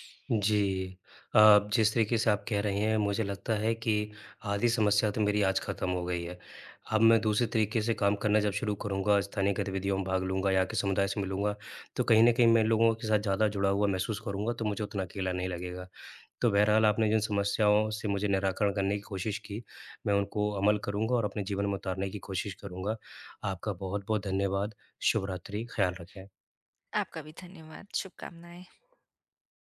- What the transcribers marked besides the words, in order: tapping; other background noise
- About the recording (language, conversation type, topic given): Hindi, advice, नए शहर में लोगों से सहजता से बातचीत कैसे शुरू करूँ?